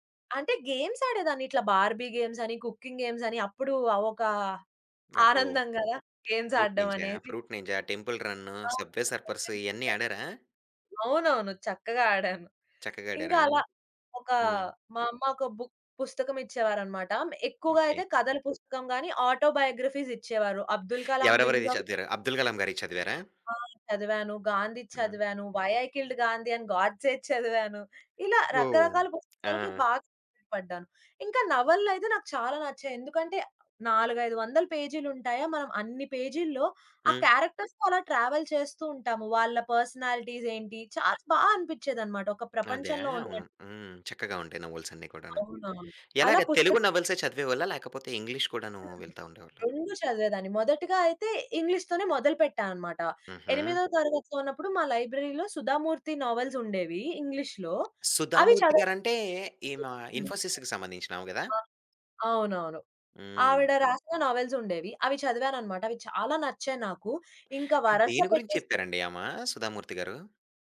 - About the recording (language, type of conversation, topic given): Telugu, podcast, మీ స్క్రీన్ టైమ్‌ను నియంత్రించడానికి మీరు ఎలాంటి పరిమితులు లేదా నియమాలు పాటిస్తారు?
- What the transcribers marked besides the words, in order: in English: "గేమ్స్"; in English: "బార్‌బీ"; in English: "కుకింగ్"; chuckle; other background noise; in English: "గేమ్స్"; in English: "సబ్ వే సర్ఫర్స్"; in English: "బుక్"; in English: "ఆటో బయోగ్రఫీస్"; chuckle; in English: "క్యారెక్టర్స్‌తో"; in English: "ట్రావెల్"; in English: "పర్సనాలిటీస్"; in English: "నోవెల్స్"; in English: "లైబ్రరీ‌లో"; tapping; in English: "నోవెల్స్"; in English: "ఇన్‌ఫోసిస్‌కి"; unintelligible speech; in English: "నవెల్స్"